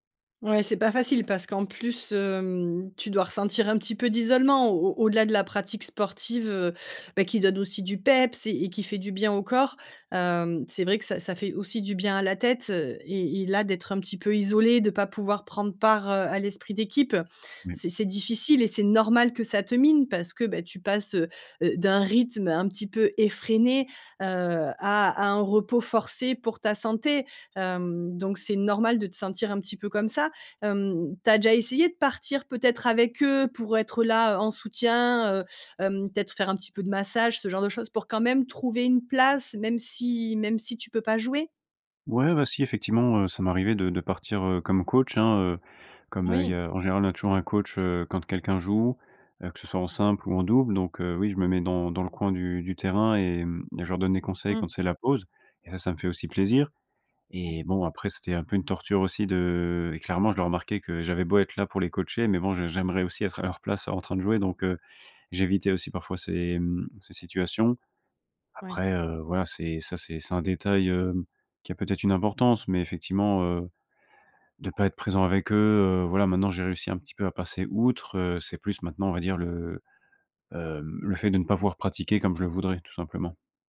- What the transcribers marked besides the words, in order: stressed: "normal"
- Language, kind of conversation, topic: French, advice, Quelle blessure vous empêche de reprendre l’exercice ?